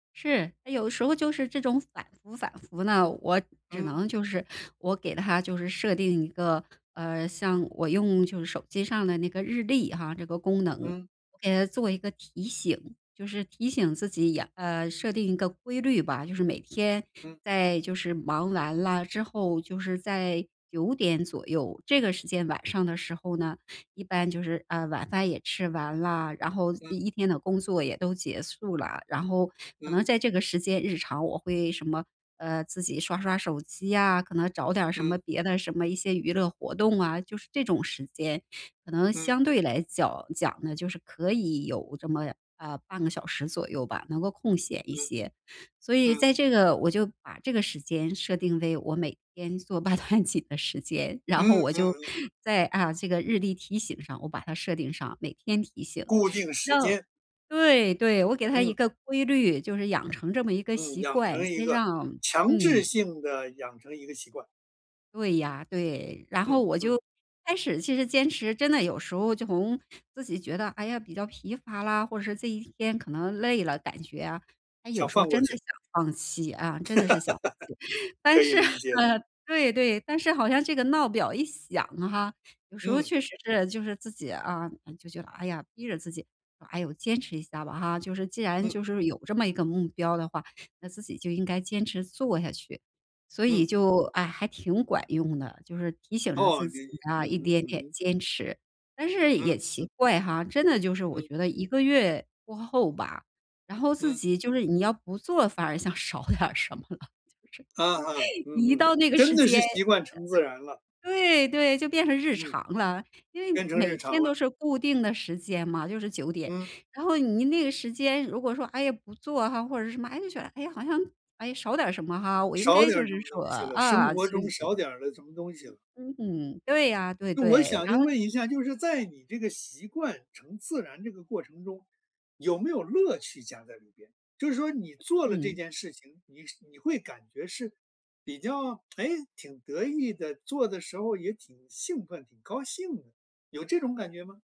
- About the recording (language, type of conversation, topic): Chinese, podcast, 你怎么把新习惯变成日常？
- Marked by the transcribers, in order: laughing while speaking: "八段锦"; stressed: "强制性"; giggle; laughing while speaking: "嗯"; laughing while speaking: "少点儿什么了，就是"; laugh; stressed: "真的是"